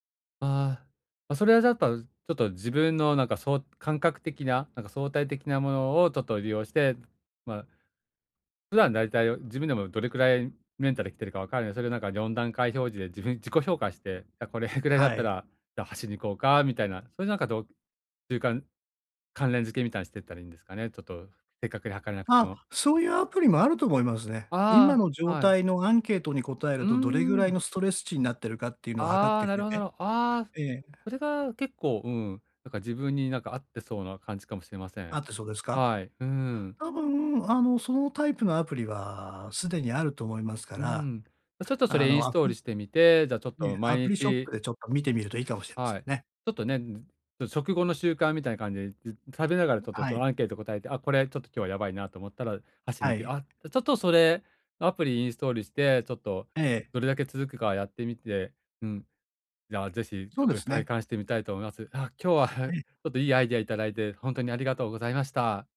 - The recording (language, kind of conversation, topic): Japanese, advice, 疲労や気分の波で習慣が続かないとき、どうすればいいですか？
- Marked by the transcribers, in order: laughing while speaking: "これぐらい"; tapping; chuckle; other background noise